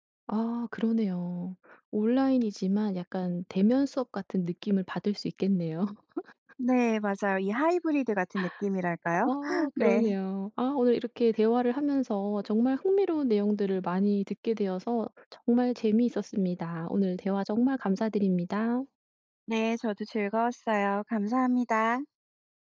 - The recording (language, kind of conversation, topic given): Korean, podcast, 온라인 학습은 학교 수업과 어떤 점에서 가장 다르나요?
- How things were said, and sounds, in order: laugh; tapping; laugh; other background noise